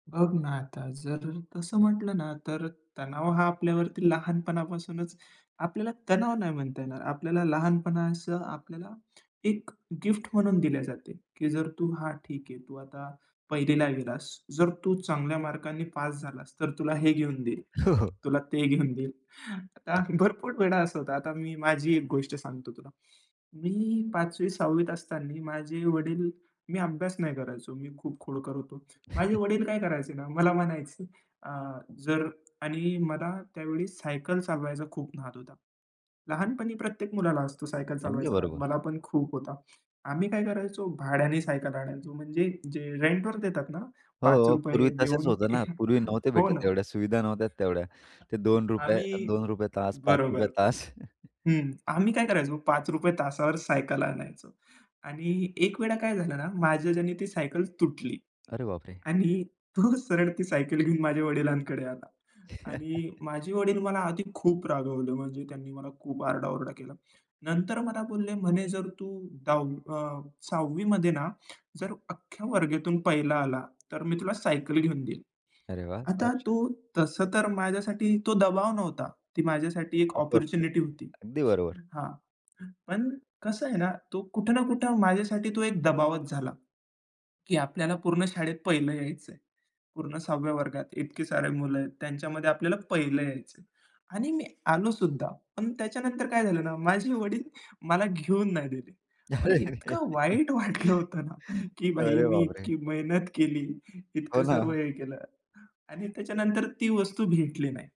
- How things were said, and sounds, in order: tapping; laughing while speaking: "हो, हो"; other background noise; chuckle; other noise; chuckle; laughing while speaking: "तास"; chuckle; laughing while speaking: "तो सरळ ती सायकल घेऊन माझ्या वडिलांकडे आला"; chuckle; in English: "अपॉर्च्युनिटी"; in English: "अपॉर्च्युनिटी"; giggle; laughing while speaking: "अरे बाप रे!"; laughing while speaking: "वाईट वाटलं होतं ना"; laughing while speaking: "हो ना"
- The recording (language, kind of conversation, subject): Marathi, podcast, मुलांवरच्या अपेक्षांमुळे तणाव कसा निर्माण होतो?